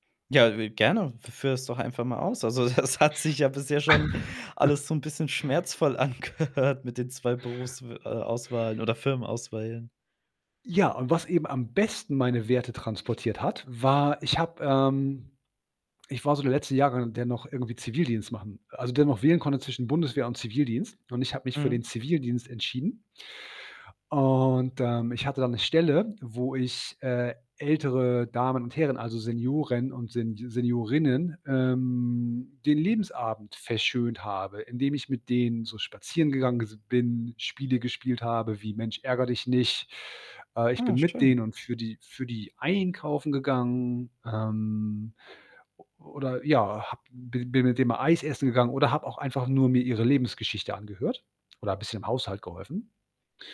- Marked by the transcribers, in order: tapping; laughing while speaking: "das hat sich"; chuckle; laughing while speaking: "angehört"; "Firmenauswahlen" said as "Firmenauswählen"; stressed: "besten"; drawn out: "ähm"
- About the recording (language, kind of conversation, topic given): German, podcast, Wie bringst du deine Werte im Berufsleben ein?